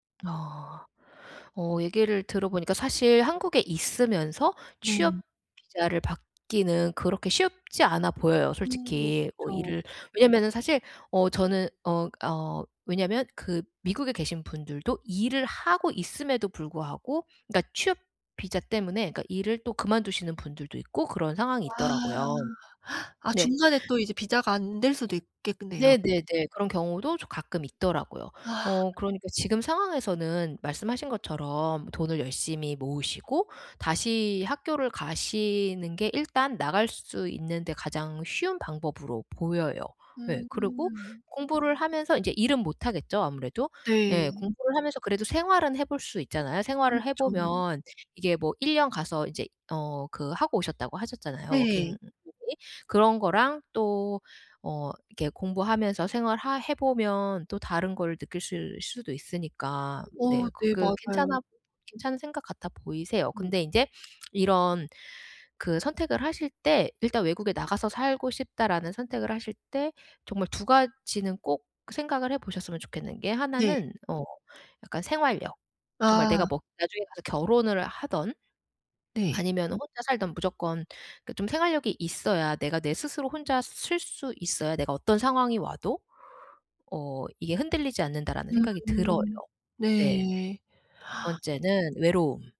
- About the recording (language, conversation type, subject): Korean, advice, 중요한 인생 선택을 할 때 기회비용과 후회를 어떻게 최소화할 수 있을까요?
- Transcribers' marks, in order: drawn out: "아"; gasp; "있겠네요" said as "있겠그네요"; other background noise; tapping; "설" said as "슬"; inhale